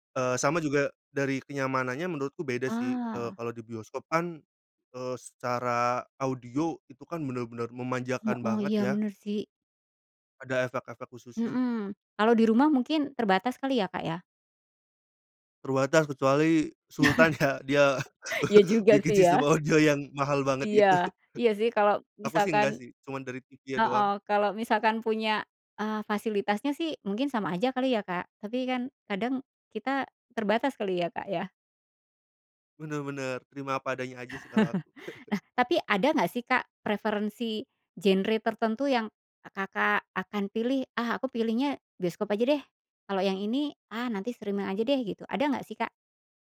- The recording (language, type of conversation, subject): Indonesian, podcast, Bagaimana teknologi streaming mengubah kebiasaan menonton kita?
- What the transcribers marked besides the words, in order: laugh; tapping; laughing while speaking: "ya. Dia bikin sistem audio yang mahal banget itu"; chuckle; laugh; in English: "streaming"